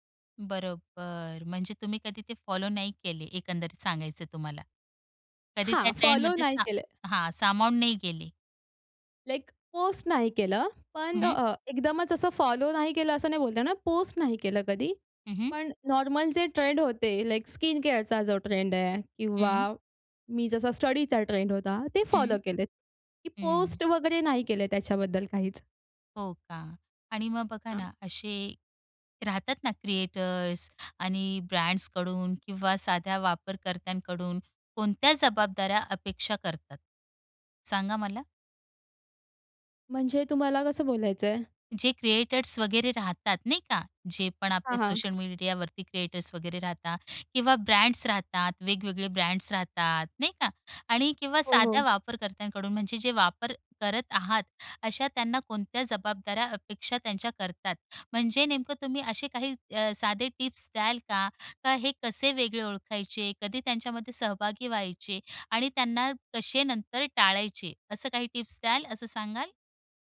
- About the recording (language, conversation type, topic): Marathi, podcast, सोशल मीडियावर व्हायरल होणारे ट्रेंड्स तुम्हाला कसे वाटतात?
- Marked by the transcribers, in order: in English: "फॉलो"; in English: "नॉर्मल"; in English: "स्किन केअर"